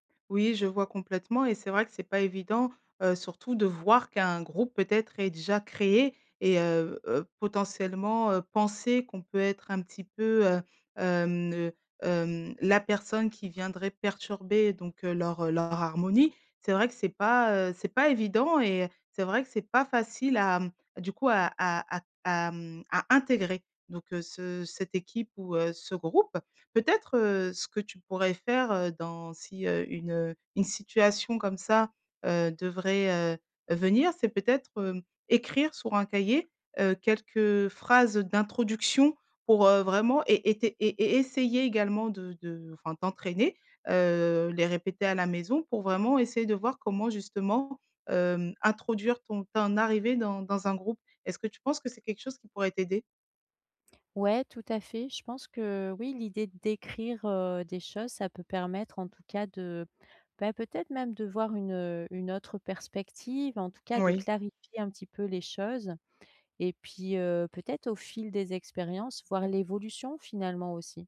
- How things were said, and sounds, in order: stressed: "la"; other background noise
- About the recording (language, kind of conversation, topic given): French, advice, Comment puis-je mieux m’intégrer à un groupe d’amis ?